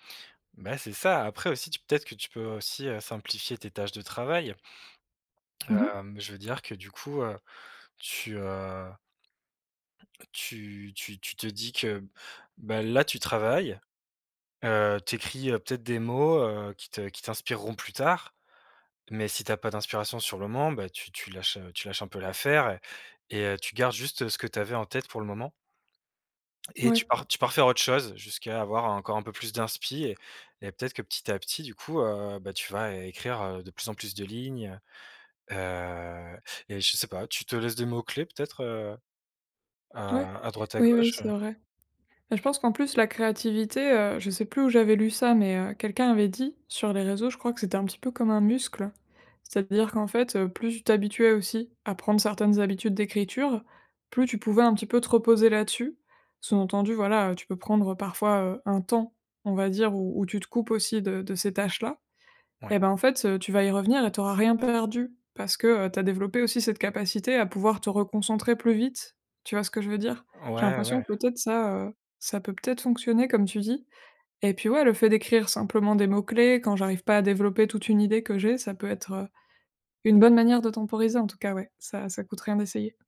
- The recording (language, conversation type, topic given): French, advice, Comment la fatigue et le manque d’énergie sabotent-ils votre élan créatif régulier ?
- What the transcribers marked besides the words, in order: "d'inspiration" said as "d'inspi"